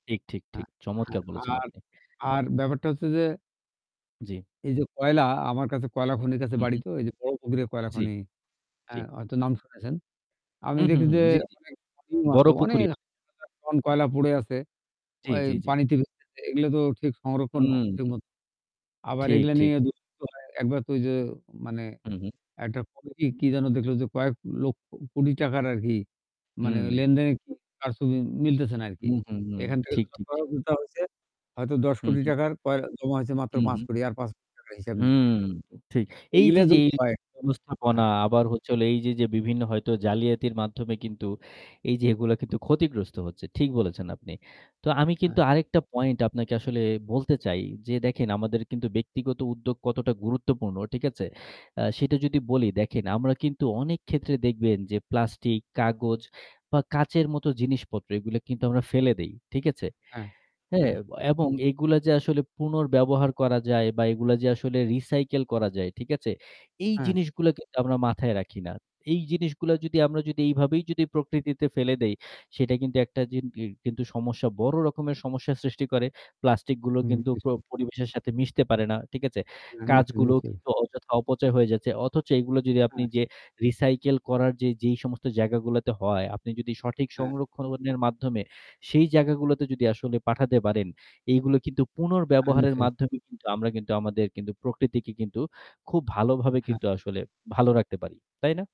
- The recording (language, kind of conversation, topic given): Bengali, unstructured, প্রাকৃতিক সম্পদ সংরক্ষণে একজন ব্যক্তির কী কী দায়িত্ব থাকতে পারে?
- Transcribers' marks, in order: static; unintelligible speech; unintelligible speech; unintelligible speech; unintelligible speech; mechanical hum; in English: "recycle"; unintelligible speech; in English: "recycle"; unintelligible speech